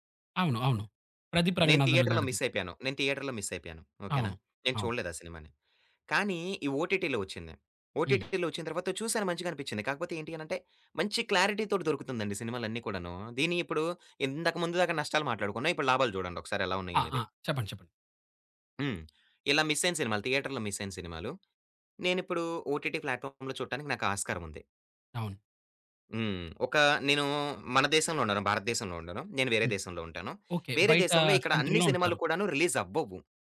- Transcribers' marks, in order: in English: "థియేటర్‌లో"; in English: "థియేటర్‌లో"; in English: "ఓటిటిలో"; other background noise; in English: "ఓటిటిలో"; in English: "క్లారిటీతోటి"; in English: "థియేటర్‌లో"; in English: "ఓటిటి ప్లాట్‌ఫార్మ్‌లో"; in English: "కంట్రీలో"
- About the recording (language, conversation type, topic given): Telugu, podcast, స్ట్రీమింగ్ యుగంలో మీ అభిరుచిలో ఎలాంటి మార్పు వచ్చింది?